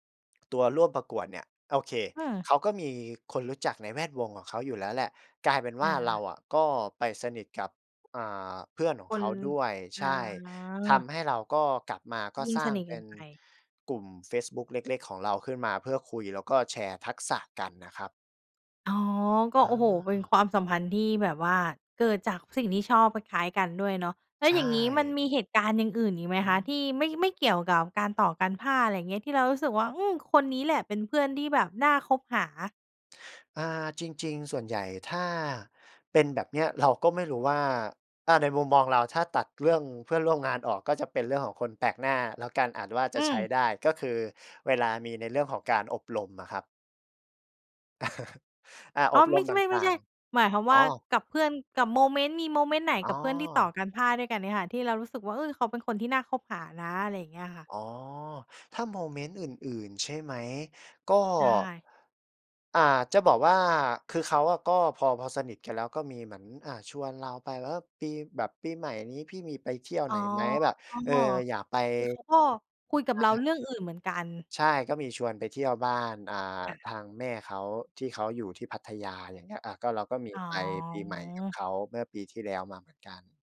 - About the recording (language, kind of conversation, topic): Thai, podcast, เล่าเหตุการณ์ที่คนแปลกหน้ากลายเป็นเพื่อนจริงๆ ได้ไหม?
- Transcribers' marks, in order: chuckle; drawn out: "อ๋อ"; drawn out: "อ๋อ"